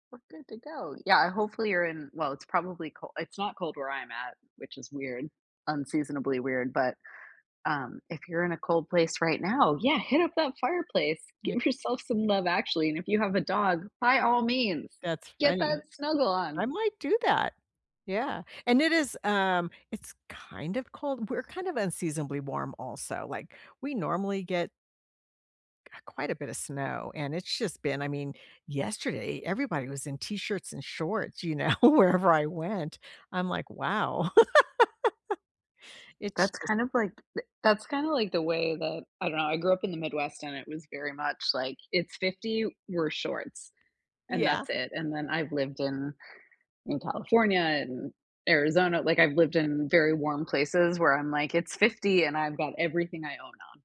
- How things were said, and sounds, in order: tapping; other background noise; laughing while speaking: "know"; laugh
- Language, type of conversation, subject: English, unstructured, What is your favorite holiday movie or song, and why?
- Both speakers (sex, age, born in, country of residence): female, 45-49, United States, United States; female, 60-64, United States, United States